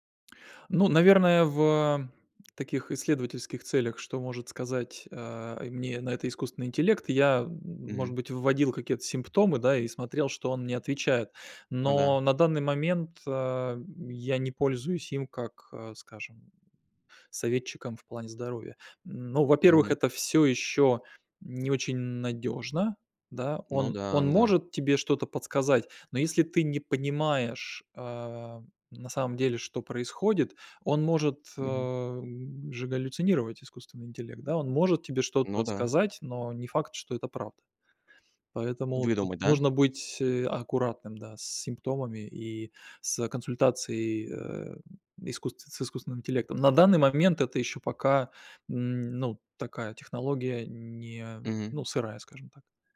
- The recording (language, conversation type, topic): Russian, podcast, Какие изменения принесут технологии в сфере здоровья и медицины?
- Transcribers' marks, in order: none